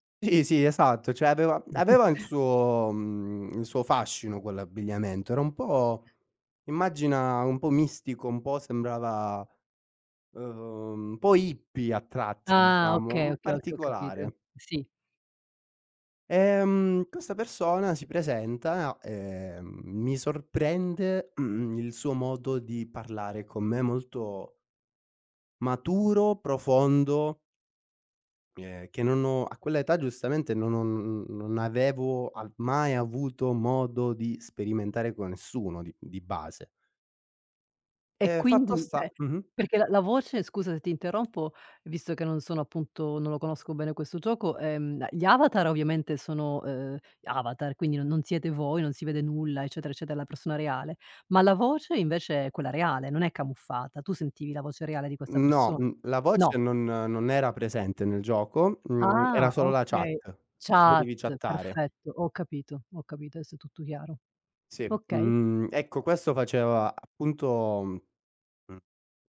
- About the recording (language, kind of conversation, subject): Italian, podcast, In che occasione una persona sconosciuta ti ha aiutato?
- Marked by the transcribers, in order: "cioè" said as "ceh"; chuckle; "cioè" said as "ceh"